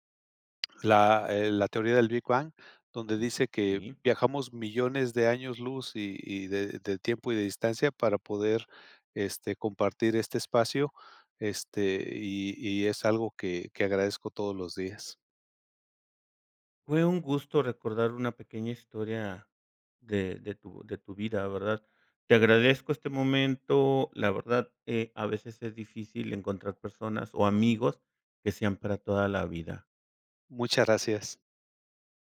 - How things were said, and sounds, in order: none
- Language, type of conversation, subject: Spanish, podcast, ¿Alguna vez un error te llevó a algo mejor?